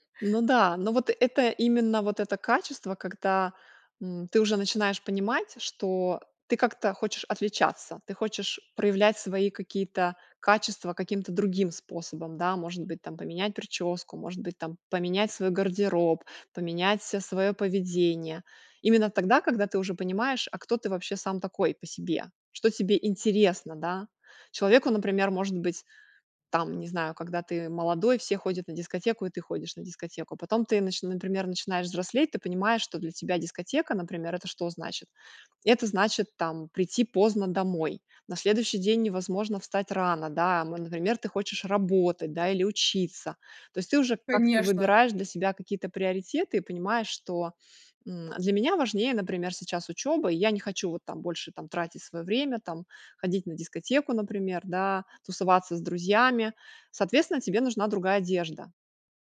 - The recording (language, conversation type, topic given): Russian, podcast, Что помогает тебе не сравнивать себя с другими?
- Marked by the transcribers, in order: none